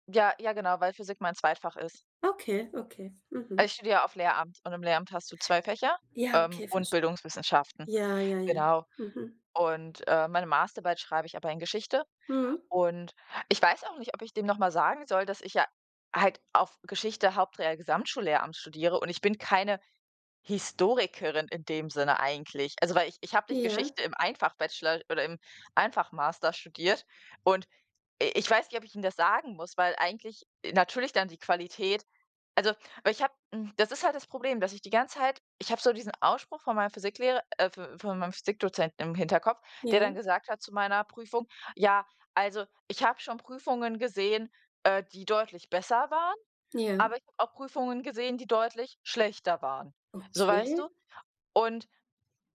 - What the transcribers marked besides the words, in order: none
- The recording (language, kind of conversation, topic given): German, unstructured, Wie beeinträchtigt Stress dein tägliches Leben?